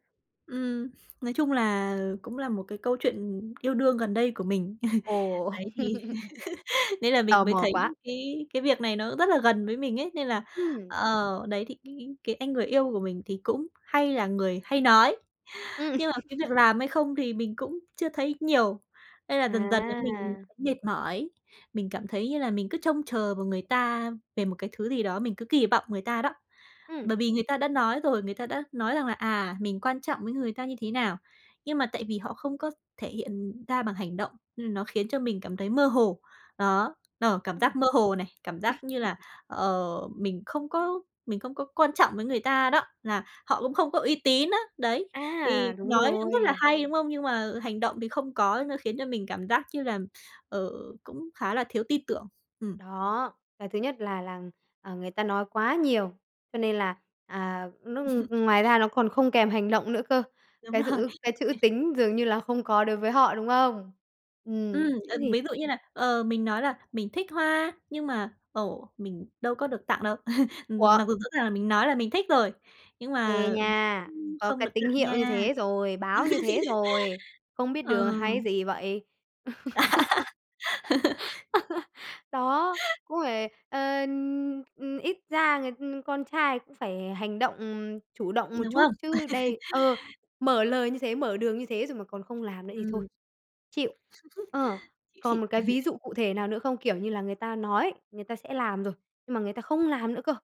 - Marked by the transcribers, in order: tapping; laugh; laugh; laugh; laugh; other background noise; laughing while speaking: "rồi"; laugh; laugh; giggle; laugh; laugh; laugh; chuckle
- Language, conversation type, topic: Vietnamese, podcast, Làm thế nào để biến lời khẳng định thành hành động cụ thể?